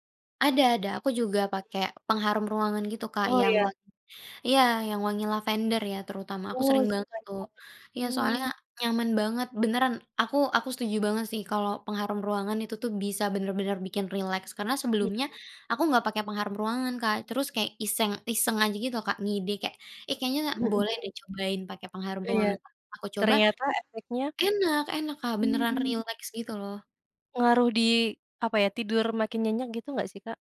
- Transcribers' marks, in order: unintelligible speech; tapping
- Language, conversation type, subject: Indonesian, podcast, Bagaimana cara kamu membuat kamar menjadi tempat yang nyaman untuk bersantai?